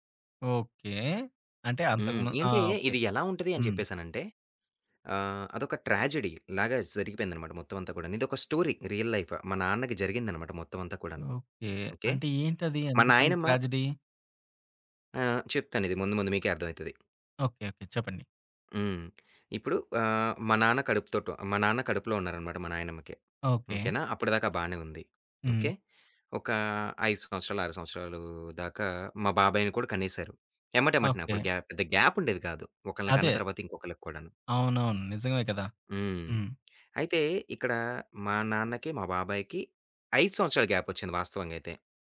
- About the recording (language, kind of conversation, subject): Telugu, podcast, మీ కుటుంబ వలస కథను ఎలా చెప్పుకుంటారు?
- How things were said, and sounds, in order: other background noise; in English: "ట్రాజడి‌లాగా"; in English: "స్టోరీ రియల్ లైఫ్"; in English: "ట్రాజిడీ?"; lip smack